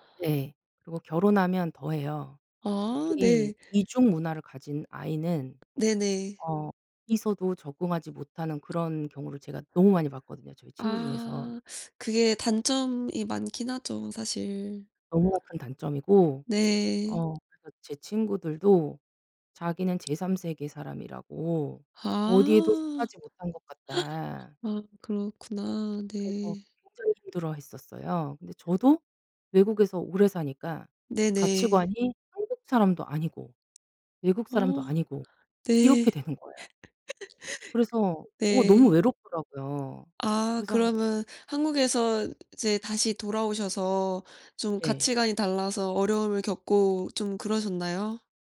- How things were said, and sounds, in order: other background noise; tapping; gasp; laugh
- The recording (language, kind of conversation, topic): Korean, unstructured, 당신이 인생에서 가장 중요하게 생각하는 가치는 무엇인가요?
- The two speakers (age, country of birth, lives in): 20-24, South Korea, United States; 40-44, South Korea, South Korea